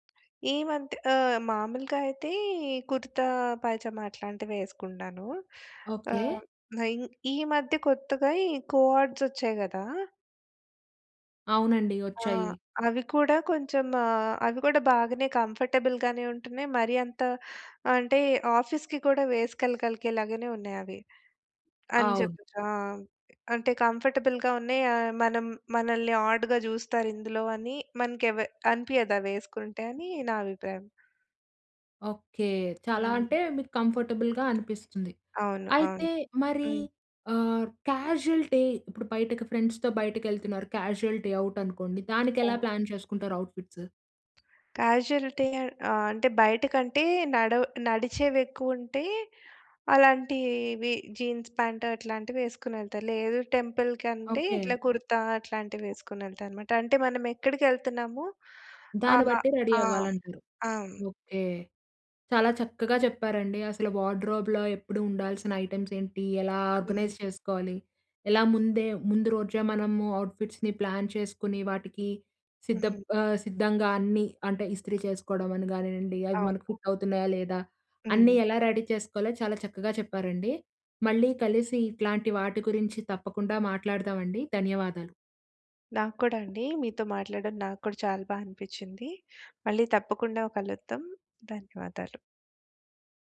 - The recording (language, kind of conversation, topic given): Telugu, podcast, మీ గార్డ్రోబ్‌లో ఎప్పుడూ ఉండాల్సిన వస్తువు ఏది?
- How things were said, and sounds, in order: in English: "కో-ఆర్డ్స్"; in English: "ఆఫీస్‌కి"; other noise; in English: "కంఫర్టబుల్‌గా"; in English: "ఆడ్‌గా"; in English: "కంఫర్టబుల్‌గా"; in English: "క్యాజువల్‌టి"; in English: "ఫ్రెండ్స్‌తో"; in English: "క్యాజువల్‌టి అవుట్"; in English: "ప్లాన్"; in English: "అవుట్‌ఫిట్స్?"; in English: "కాజుయాలిటీ"; in English: "జీన్స్ పాంట్"; in English: "టెంపుల్"; in English: "రెడీ"; in English: "వార్డ్రోబ్‌లో"; in English: "ఐటెమ్స్"; in English: "ఆర్గనైజ్"; in English: "అవుట్ ఫిట్స్‌ని ప్లాన్"; in English: "ఫిట్"; in English: "రెడీ"